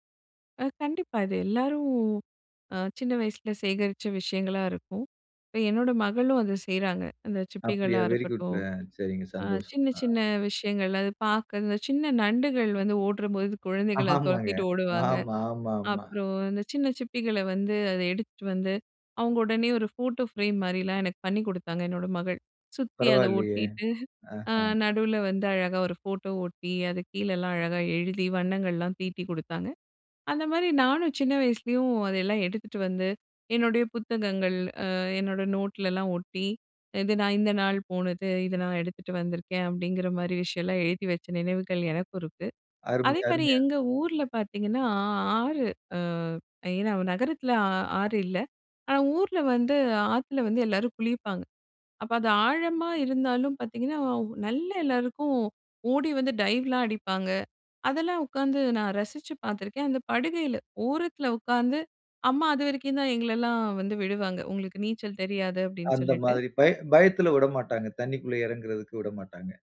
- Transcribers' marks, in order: in English: "வெரி குட்!"; laughing while speaking: "ஆமாங்க"; in English: "ஃபோட்டோ ஃப்ரேம்"; laughing while speaking: "ஒட்டீட்டு"
- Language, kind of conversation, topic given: Tamil, podcast, கடற்கரையிலோ ஆற்றிலோ விளையாடியபோது உங்களுக்கு அதிகம் மனதில் நிற்கும் நினைவுகள் எவை?
- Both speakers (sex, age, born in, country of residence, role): female, 35-39, India, India, guest; male, 40-44, India, India, host